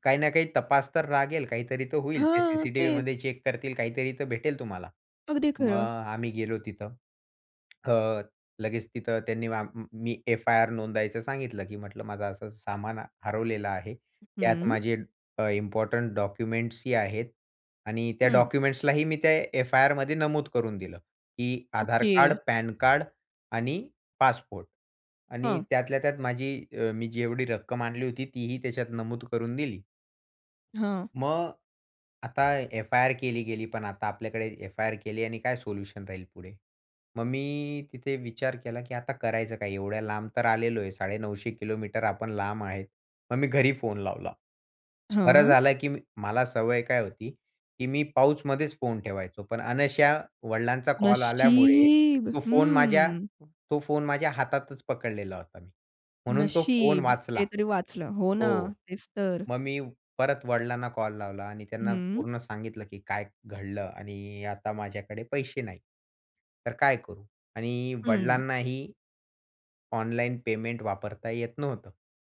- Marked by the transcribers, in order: tapping; in English: "इम्पोर्टंट डॉक्युमेंट्स"; drawn out: "नशीब!"; "अनायासे" said as "अनायाश्या"
- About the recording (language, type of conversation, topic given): Marathi, podcast, प्रवासात तुमचं सामान कधी हरवलं आहे का, आणि मग तुम्ही काय केलं?